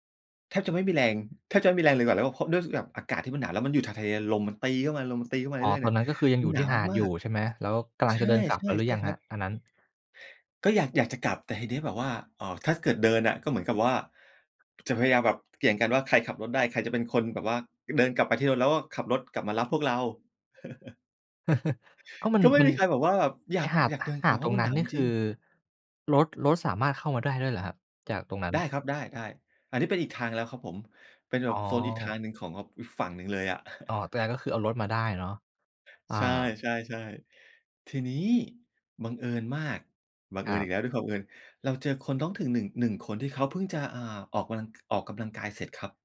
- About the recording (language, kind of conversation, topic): Thai, podcast, คุณเคยมีครั้งไหนที่ความบังเอิญพาไปเจอเรื่องหรือสิ่งที่น่าจดจำไหม?
- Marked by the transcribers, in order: chuckle; chuckle; "ถิ่น" said as "ถึ่น"